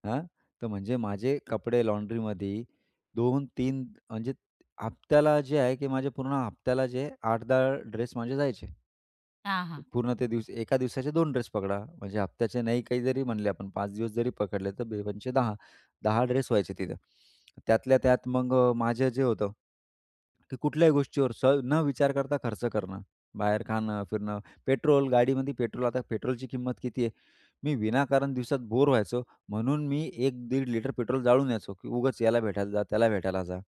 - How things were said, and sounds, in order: other background noise; tapping
- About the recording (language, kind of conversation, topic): Marathi, podcast, पिढ्यान्‌पिढ्या घरात पुढे चालत आलेले कोणते व्यवहार्य धडे तुम्हाला सर्वात उपयोगी पडले?